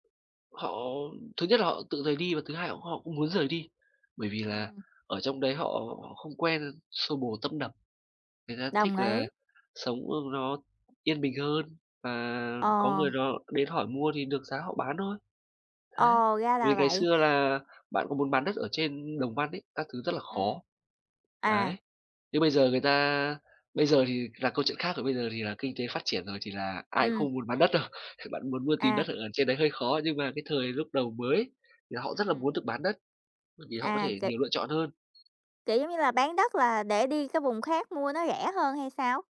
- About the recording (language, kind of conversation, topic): Vietnamese, unstructured, Bạn nghĩ gì về việc du lịch khiến người dân địa phương bị đẩy ra khỏi nhà?
- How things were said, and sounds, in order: tapping; other background noise